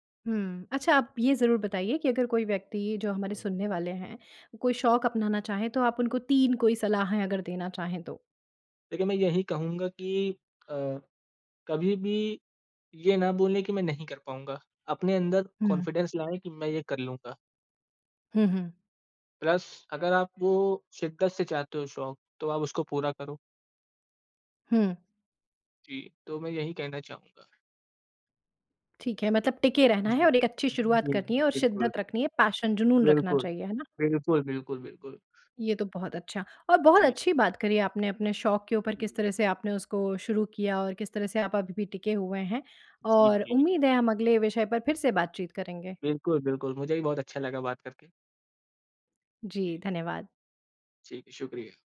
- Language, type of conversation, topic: Hindi, podcast, नया शौक सीखते समय आप शुरुआत कैसे करते हैं?
- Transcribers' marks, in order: in English: "कॉन्फिडेंस"; in English: "प्लस"; in English: "पैशन"